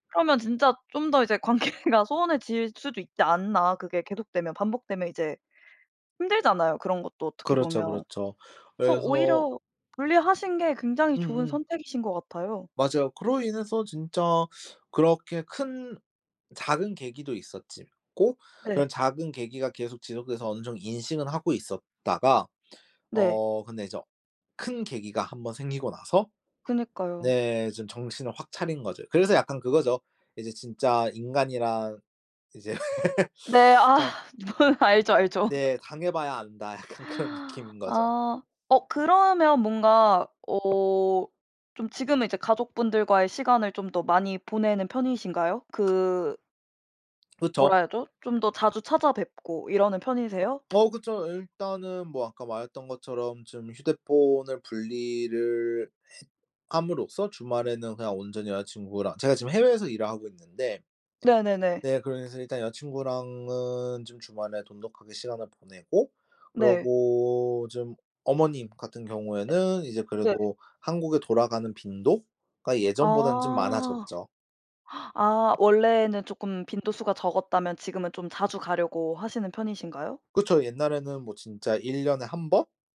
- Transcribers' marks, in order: laughing while speaking: "관계가"; tapping; other background noise; laughing while speaking: "이제"; laugh; laughing while speaking: "뭔 알죠, 알죠"; laugh; laughing while speaking: "약간 그런 느낌인"; gasp
- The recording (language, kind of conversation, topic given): Korean, podcast, 일과 삶의 균형을 바꾸게 된 계기는 무엇인가요?